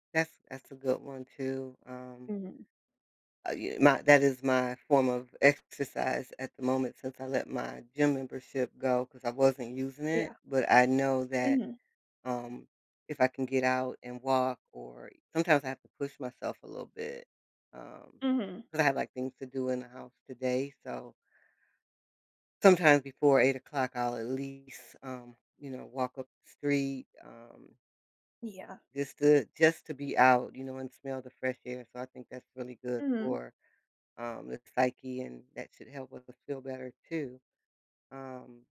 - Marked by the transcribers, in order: none
- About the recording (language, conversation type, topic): English, unstructured, What small habit makes you happier each day?
- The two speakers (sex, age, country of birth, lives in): female, 20-24, United States, United States; female, 60-64, United States, United States